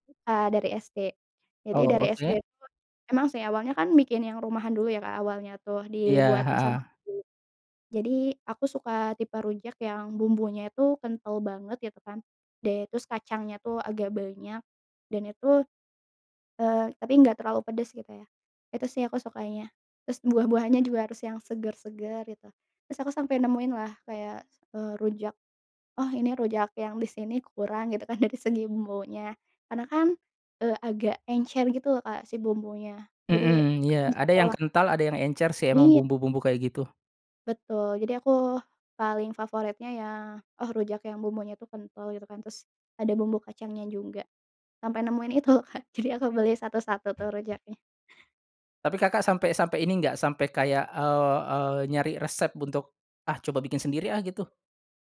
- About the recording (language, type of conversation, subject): Indonesian, podcast, Apa makanan kaki lima favoritmu, dan kenapa kamu menyukainya?
- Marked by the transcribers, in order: laughing while speaking: "loh Kak"; other background noise